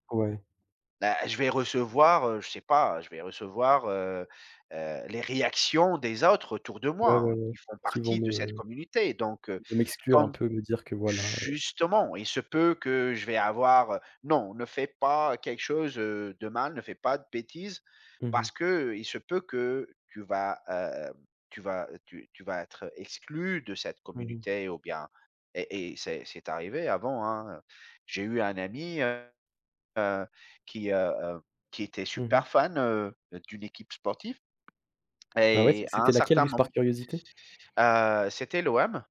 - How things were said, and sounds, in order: stressed: "justement"; other background noise
- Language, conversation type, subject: French, unstructured, Qu’est-ce qui crée un sentiment d’appartenance à une communauté ?
- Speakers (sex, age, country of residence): male, 25-29, France; male, 35-39, Greece